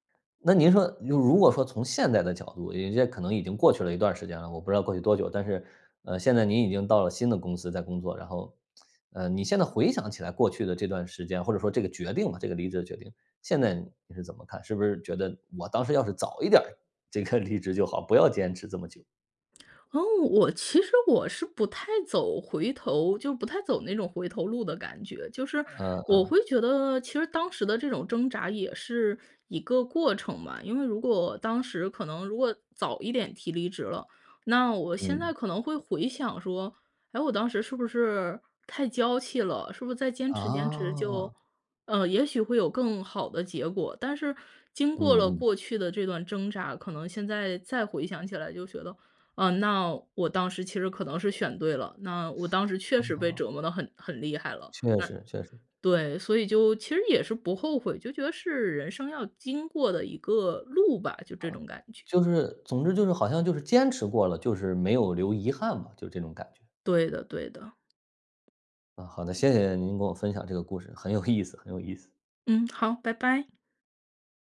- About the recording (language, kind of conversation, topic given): Chinese, podcast, 你如何判断该坚持还是该放弃呢?
- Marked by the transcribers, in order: lip smack; laughing while speaking: "这个离职就好"; other background noise; laughing while speaking: "很有意思"